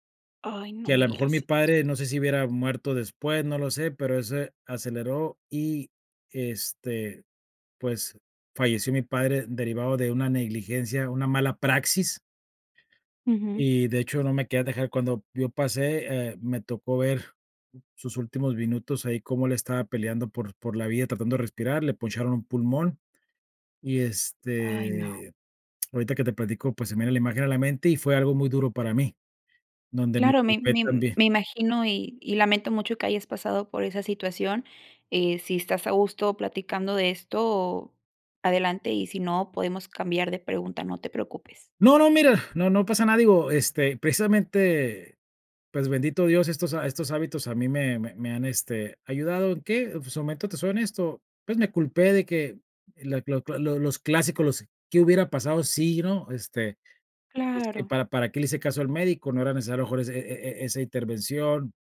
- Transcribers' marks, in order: sad: "Ay, no me digas eso"; sad: "Ay, no"; tapping; unintelligible speech
- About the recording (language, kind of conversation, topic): Spanish, podcast, ¿Qué hábitos te ayudan a mantenerte firme en tiempos difíciles?